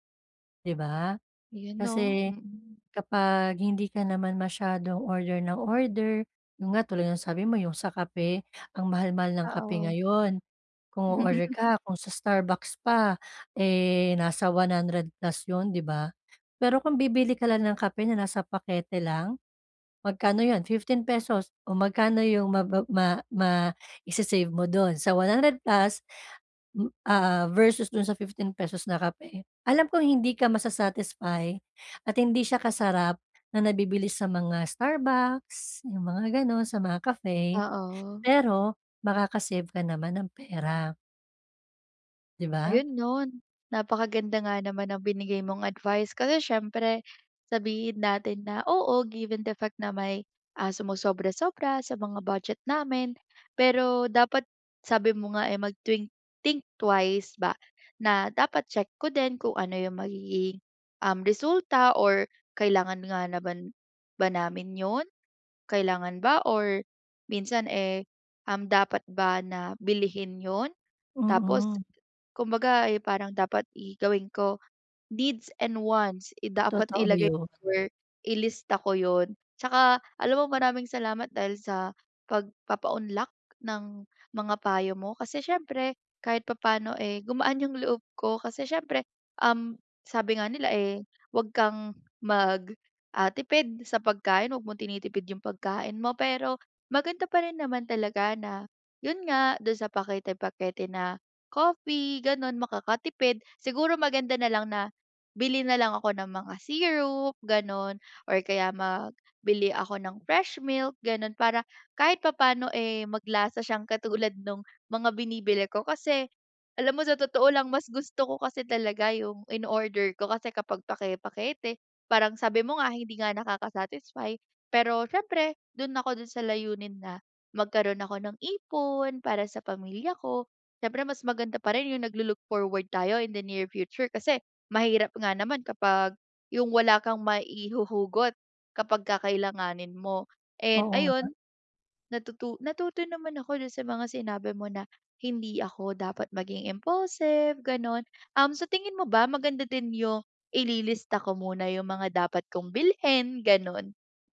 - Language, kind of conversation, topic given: Filipino, advice, Paano ko makokontrol ang impulsibong kilos?
- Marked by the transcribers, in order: laugh; laughing while speaking: "katulad"; in English: "impulsive"